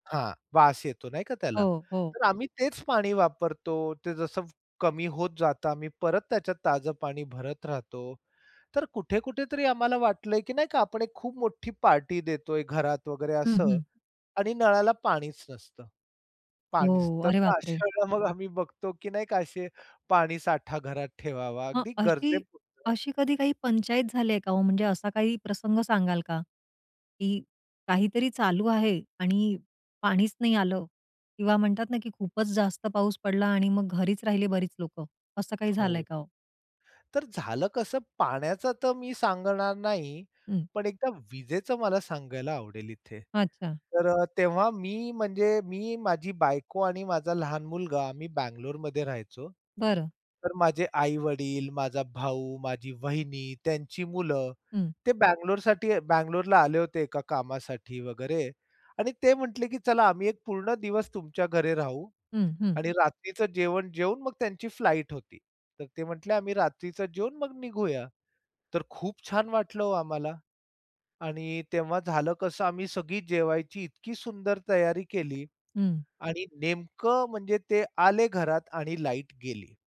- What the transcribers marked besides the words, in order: tapping; in English: "फ्लाइट"
- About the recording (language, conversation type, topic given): Marathi, podcast, हंगाम बदलला की तुम्ही घराची तयारी कशी करता आणि तुमच्याकडे त्यासाठी काही पारंपरिक सवयी आहेत का?